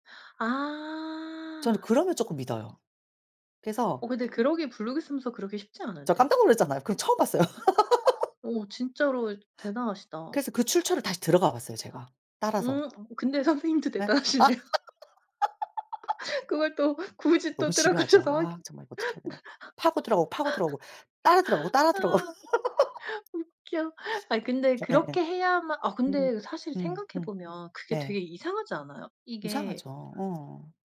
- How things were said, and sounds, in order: other background noise; laugh; laughing while speaking: "대단하시네요"; laugh; laughing while speaking: "들어가셔서 확인"; laugh; laugh; tapping
- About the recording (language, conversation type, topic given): Korean, unstructured, 가짜 뉴스와 잘못된 정보를 접했을 때 어떻게 사실 여부를 확인하고 대처하시나요?